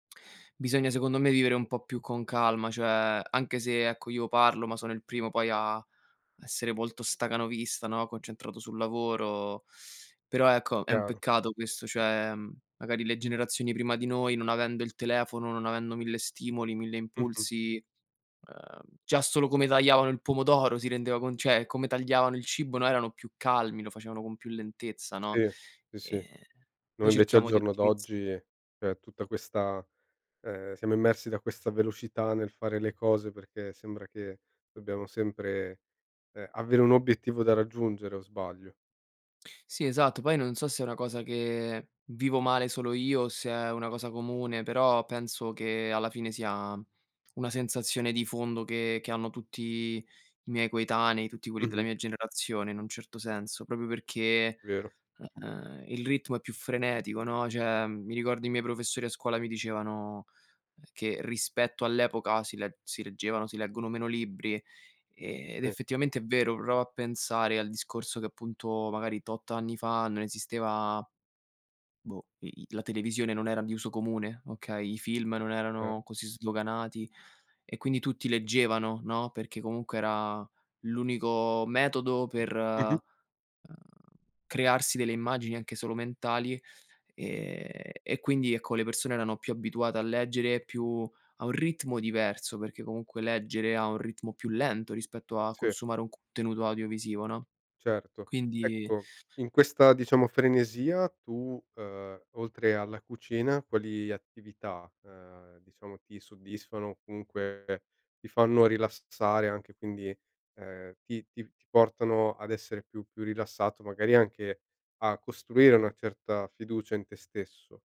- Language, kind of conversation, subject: Italian, podcast, Quali piccoli gesti quotidiani aiutano a creare fiducia?
- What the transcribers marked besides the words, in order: "cioè" said as "ceh"; "cioè" said as "ce"; "proprio" said as "propio"; "contenuto" said as "ctenuto"